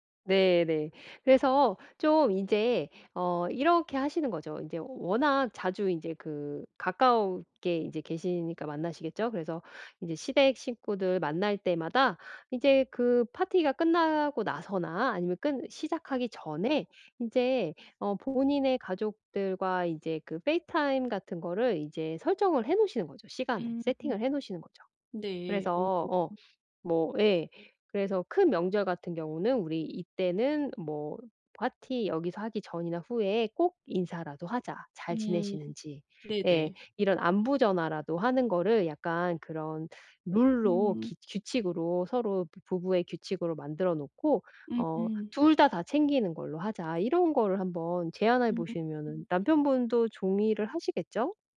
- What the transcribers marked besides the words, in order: put-on voice: "페이스타임"; other background noise
- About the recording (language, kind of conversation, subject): Korean, advice, 특별한 날에 왜 혼자라고 느끼고 소외감이 드나요?